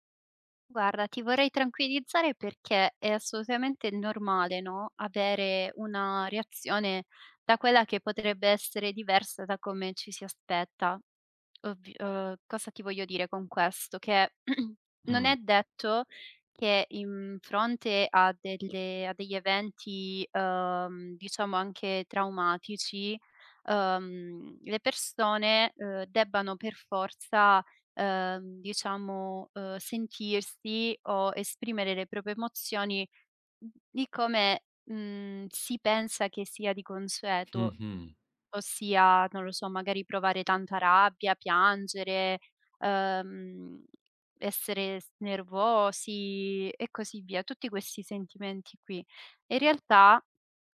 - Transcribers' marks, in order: tapping; throat clearing; "proprie" said as "propie"; other background noise
- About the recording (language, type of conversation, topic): Italian, advice, Come hai vissuto una rottura improvvisa e lo shock emotivo che ne è seguito?